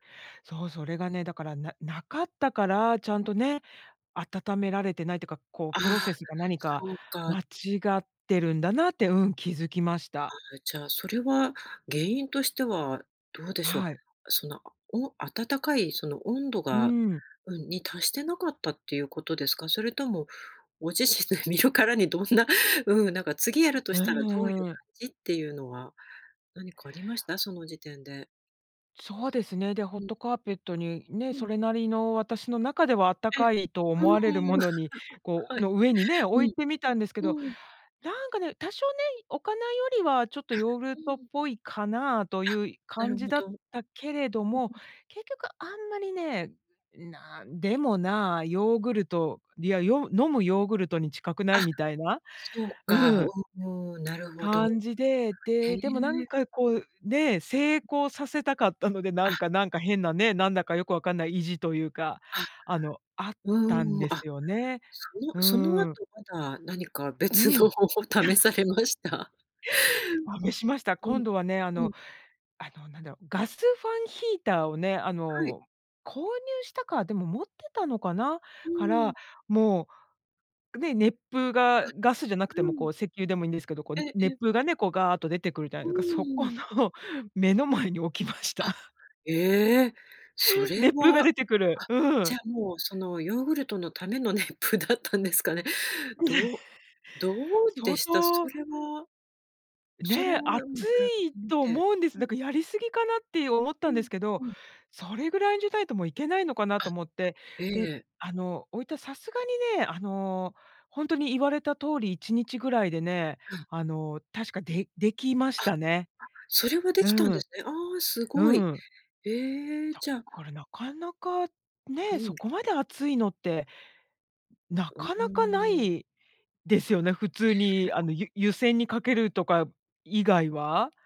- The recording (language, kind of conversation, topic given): Japanese, podcast, 自宅で発酵食品を作ったことはありますか？
- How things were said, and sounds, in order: laughing while speaking: "ご自身で、見るからに"; laughing while speaking: "はい"; laughing while speaking: "別の方法試されました？"; laugh; unintelligible speech; laughing while speaking: "目の前に置きました"; laugh; laughing while speaking: "熱風だったんですかね"; laugh; tongue click